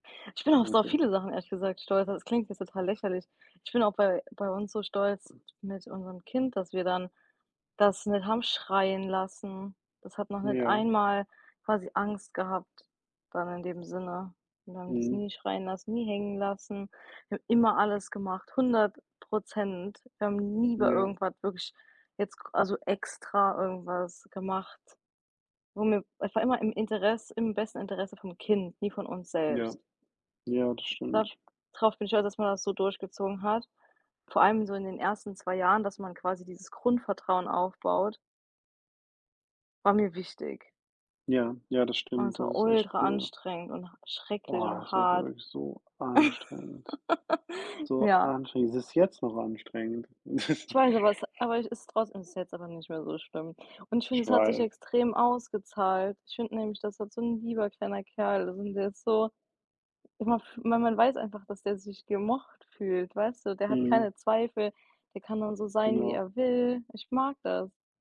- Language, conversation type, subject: German, unstructured, Was macht dich an dir selbst besonders stolz?
- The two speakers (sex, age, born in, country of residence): female, 25-29, Germany, United States; male, 30-34, Germany, United States
- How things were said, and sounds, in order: unintelligible speech; other background noise; tapping; chuckle; chuckle